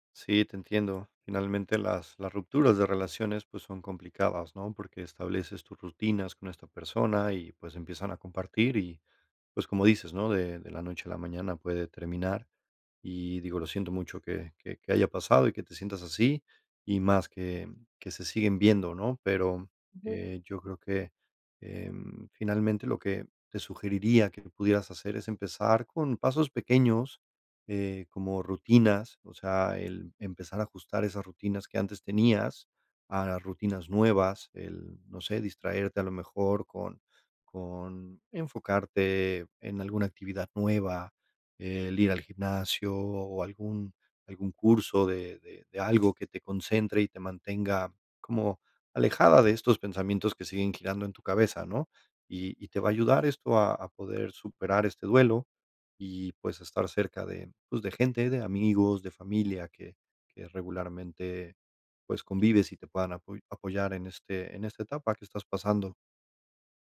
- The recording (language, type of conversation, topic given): Spanish, advice, ¿Cómo puedo recuperarme emocionalmente después de una ruptura reciente?
- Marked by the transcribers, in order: tapping; other noise; other background noise